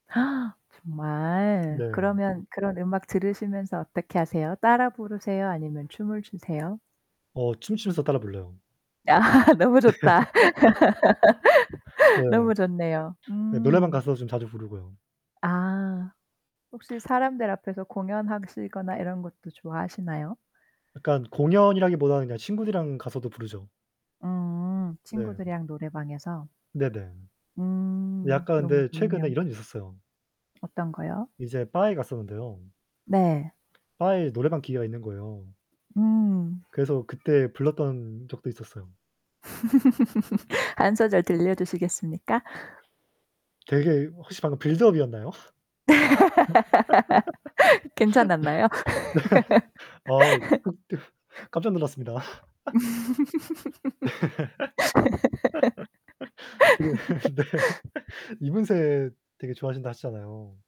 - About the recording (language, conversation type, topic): Korean, unstructured, 어떤 음악을 들으면 가장 기분이 좋아지나요?
- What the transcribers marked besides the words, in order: static; gasp; other background noise; laughing while speaking: "아 너무 좋다"; laughing while speaking: "네"; laugh; tapping; laugh; laugh; laughing while speaking: "네"; laugh; laughing while speaking: "극 대"; laugh; laughing while speaking: "네. 그 네"; laugh; laughing while speaking: "음"; laugh